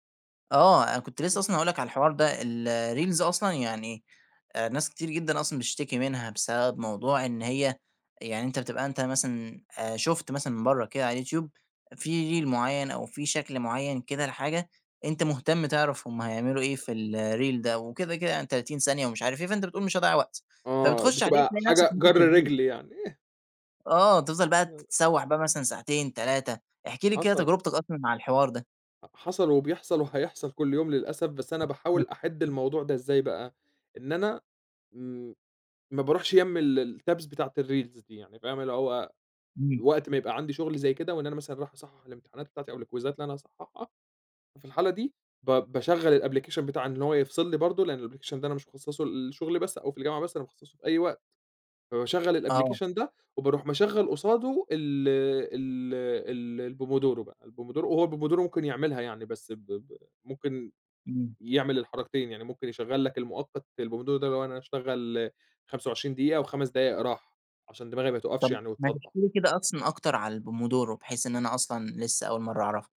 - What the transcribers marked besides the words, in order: in English: "الreels"; in English: "reel"; in English: "الreel"; unintelligible speech; other background noise; other noise; in English: "الtabs"; in English: "الreels"; in English: "الكويزات"; in English: "الapplication"; in English: "الapplication"; in English: "الapplication"
- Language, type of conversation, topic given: Arabic, podcast, إزاي بتتجنب الملهيات الرقمية وانت شغال؟